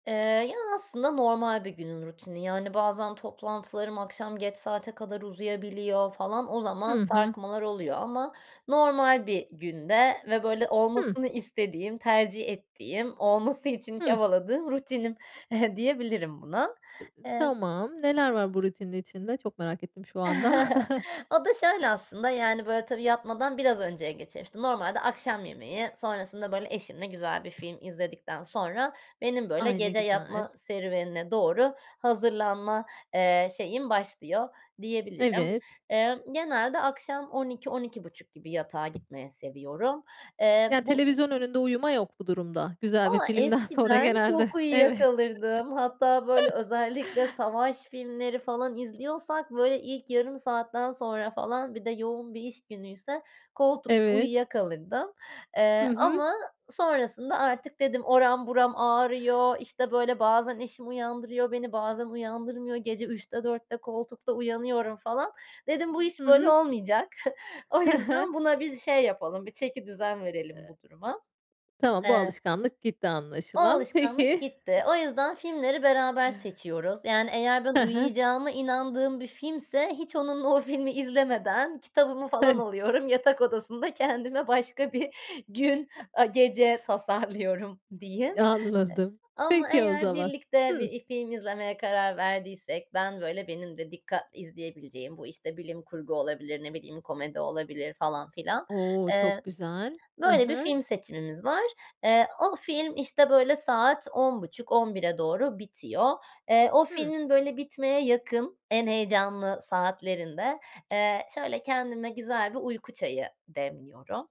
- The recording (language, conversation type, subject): Turkish, podcast, Gece yatmadan önce hangi rutinleri yapıyorsun?
- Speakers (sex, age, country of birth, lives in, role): female, 30-34, Turkey, Netherlands, guest; female, 35-39, Turkey, Spain, host
- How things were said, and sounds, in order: giggle; other background noise; unintelligible speech; chuckle; laughing while speaking: "filmden sonra genelde"; chuckle; giggle; giggle; unintelligible speech; laughing while speaking: "onunla o filmi izlemeden kitabımı … gece tasarlıyorum diyeyim"; tapping; other noise